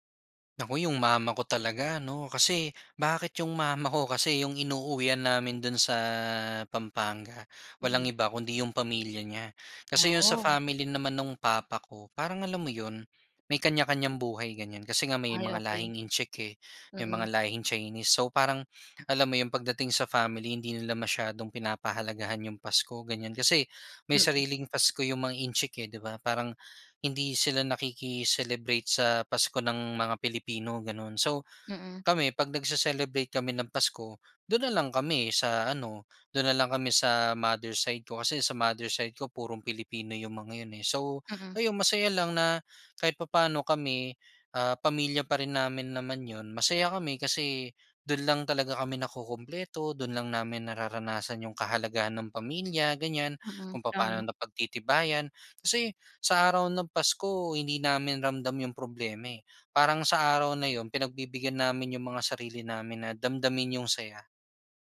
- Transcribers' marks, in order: none
- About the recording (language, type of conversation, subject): Filipino, podcast, Ano ang palaging nasa hapag ninyo tuwing Noche Buena?